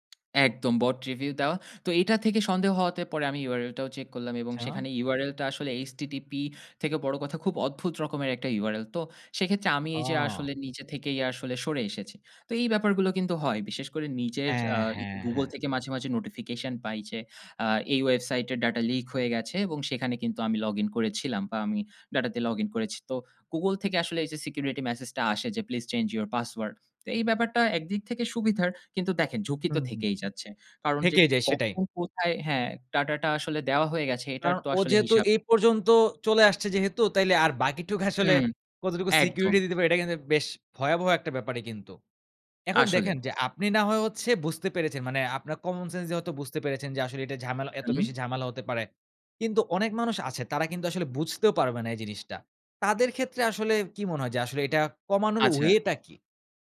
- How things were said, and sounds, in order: in English: "bot review"; in English: "data leak"; in English: "security message"; in English: "please change your password"; scoff
- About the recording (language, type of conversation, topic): Bengali, podcast, ডাটা প্রাইভেসি নিয়ে আপনি কী কী সতর্কতা নেন?